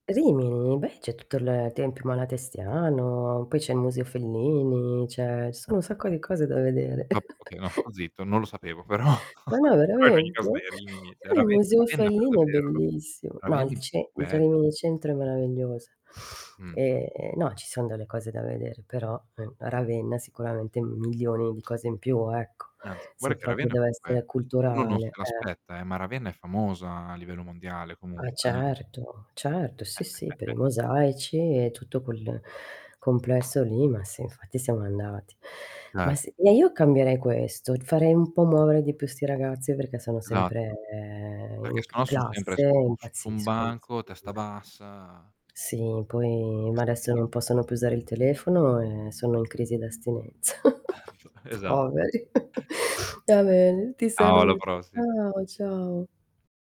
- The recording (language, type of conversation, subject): Italian, unstructured, Che cosa ti ha deluso di più nella scuola?
- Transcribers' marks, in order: static; distorted speech; chuckle; laughing while speaking: "però"; chuckle; "cioè" said as "ceh"; unintelligible speech; sniff; "guarda" said as "guarra"; "proprio" said as "propio"; "comunque" said as "cunque"; scoff; drawn out: "sempre"; unintelligible speech; drawn out: "poi"; unintelligible speech; sigh; chuckle; laughing while speaking: "Poveri"; chuckle; sniff; other background noise; "Ciao" said as "ao"